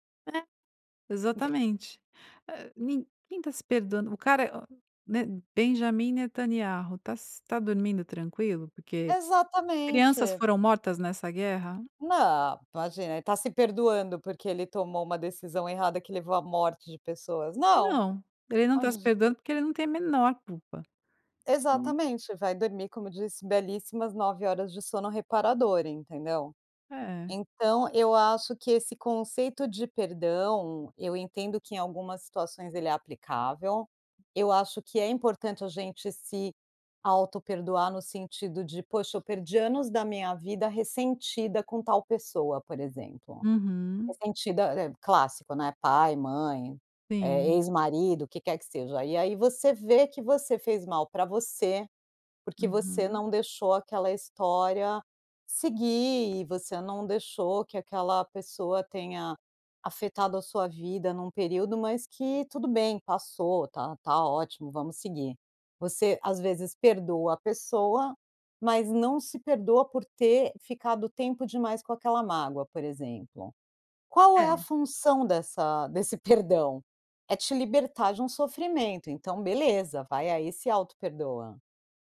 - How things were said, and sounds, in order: giggle
- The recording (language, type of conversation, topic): Portuguese, podcast, O que te ajuda a se perdoar?